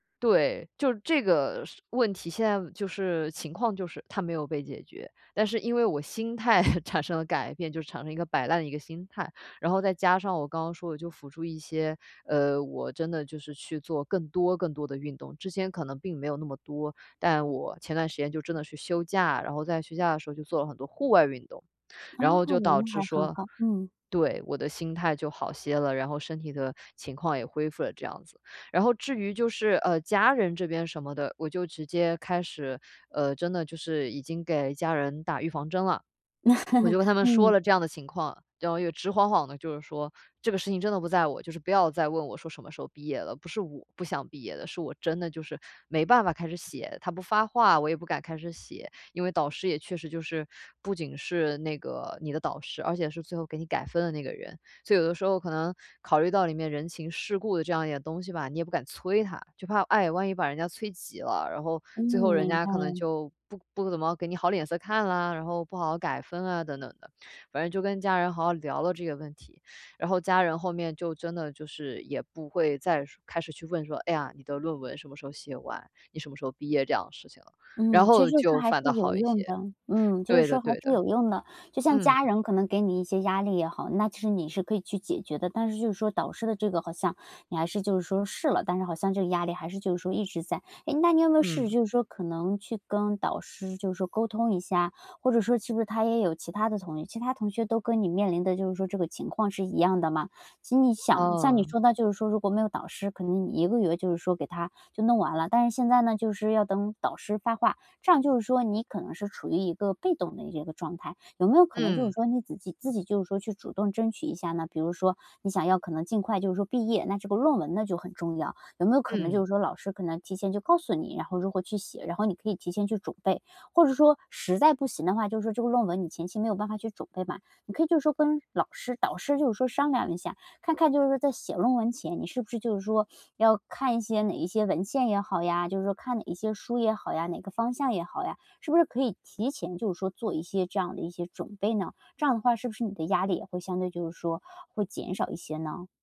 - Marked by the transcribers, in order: chuckle; other background noise; stressed: "户外"; chuckle; "同学" said as "同业"; other noise
- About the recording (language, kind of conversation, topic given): Chinese, podcast, 如何应对长期压力？